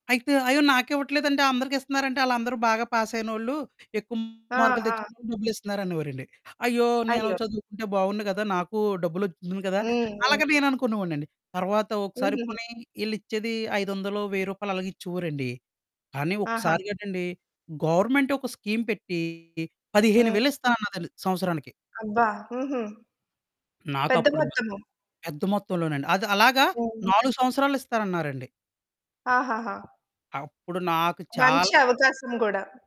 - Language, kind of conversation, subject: Telugu, podcast, మీరు తీసుకున్న తప్పు నిర్ణయాన్ని సరి చేసుకోవడానికి మీరు ముందుగా ఏ అడుగు వేస్తారు?
- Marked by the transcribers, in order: distorted speech; in English: "గవర్నమెంట్"; in English: "స్కీమ్"; static